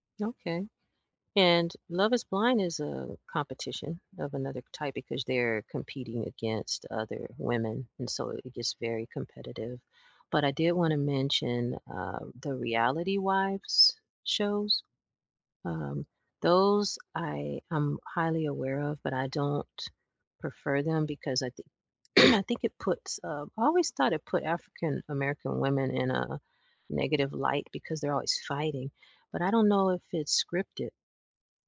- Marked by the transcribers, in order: throat clearing
- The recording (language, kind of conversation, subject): English, unstructured, What reality shows do you secretly enjoy, and why do they hook you?
- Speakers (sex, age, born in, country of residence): female, 55-59, United States, United States; male, 55-59, United States, United States